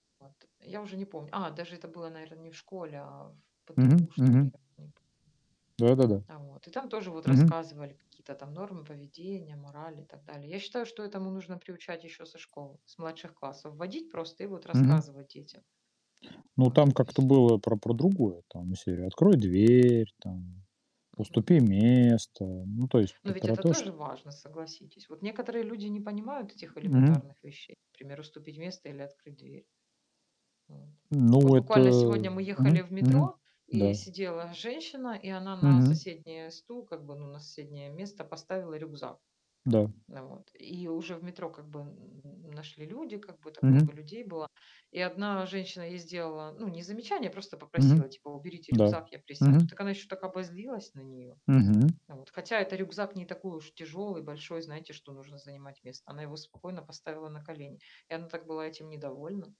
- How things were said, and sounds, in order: mechanical hum; static; other background noise; tapping
- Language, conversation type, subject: Russian, unstructured, Какие качества в людях ты ценишь больше всего?